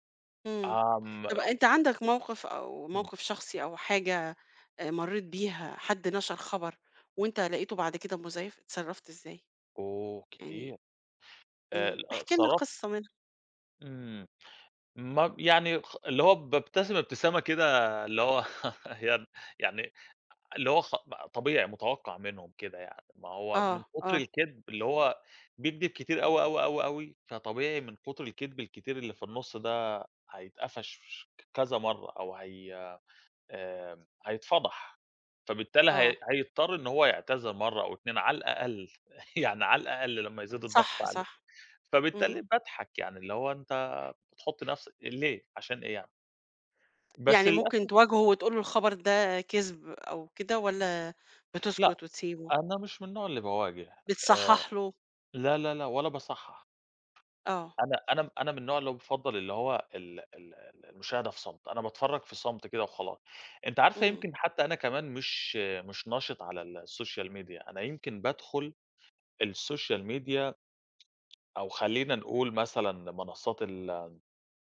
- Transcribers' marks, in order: scoff; laugh; other background noise; tapping; in English: "السوشيال ميديا"; in English: "السوشيال ميديا"
- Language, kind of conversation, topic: Arabic, podcast, إزاي بتتعامل مع الأخبار الكدابة على الإنترنت؟